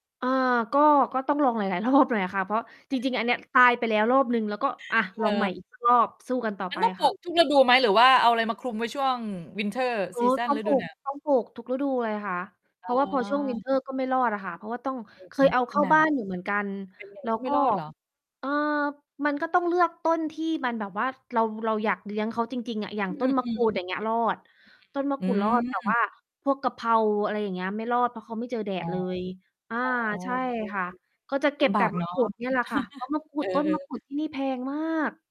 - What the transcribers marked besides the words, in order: laughing while speaking: "หลาย ๆ รอบ"; distorted speech; other background noise; in English: "วินเตอร์ซีซัน"; mechanical hum; in English: "วินเตอร์"; chuckle
- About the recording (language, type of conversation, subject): Thai, unstructured, คุณคิดว่าความรักกับความโกรธสามารถอยู่ร่วมกันได้ไหม?